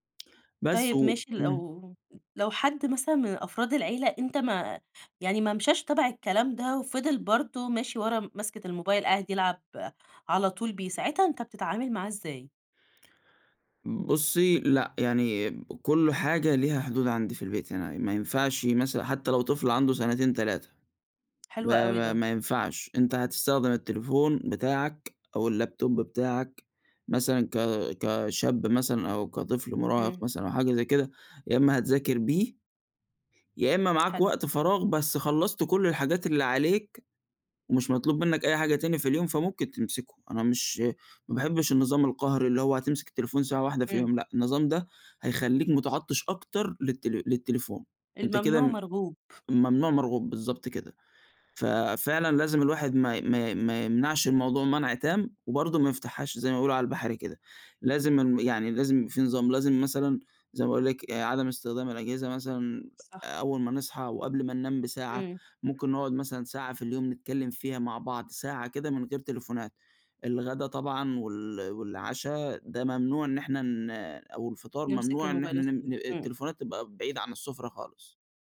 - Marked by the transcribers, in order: "مشيش" said as "مشاش"; in English: "اللابتوب"; tapping; unintelligible speech
- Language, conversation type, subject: Arabic, podcast, إزاي بتحدد حدود لاستخدام التكنولوجيا مع أسرتك؟